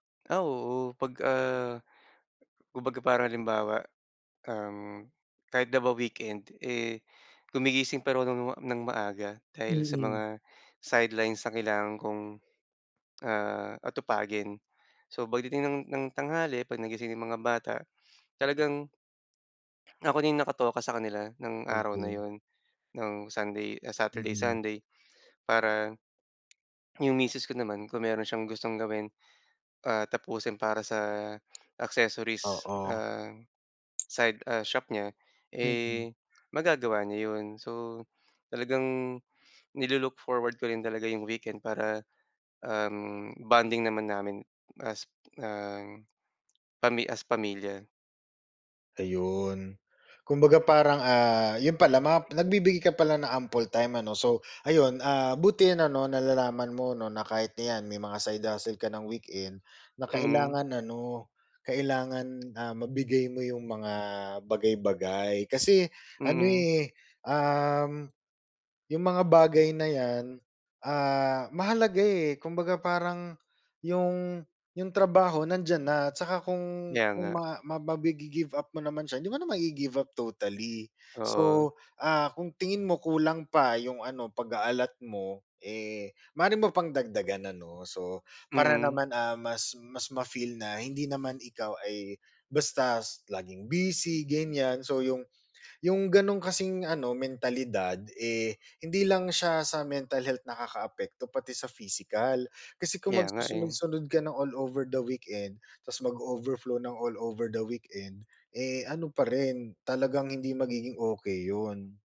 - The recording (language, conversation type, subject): Filipino, advice, Paano ako makakapagpahinga para mabawasan ang pagod sa isip?
- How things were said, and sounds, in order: swallow; swallow; in English: "ample time"; in English: "side hustle"; in English: "all over the weekend"; in English: "all over the weekend"